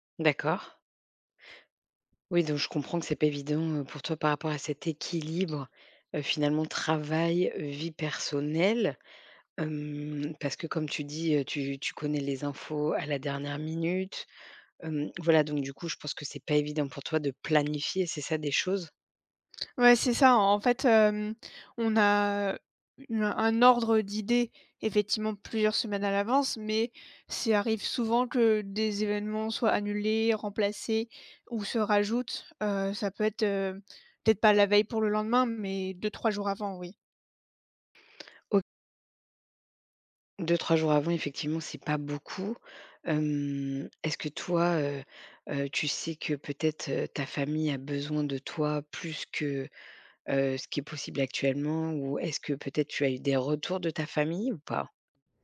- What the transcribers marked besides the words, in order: tapping; other background noise; stressed: "planifier"
- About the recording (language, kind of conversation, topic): French, advice, Comment puis-je rétablir un équilibre entre ma vie professionnelle et ma vie personnelle pour avoir plus de temps pour ma famille ?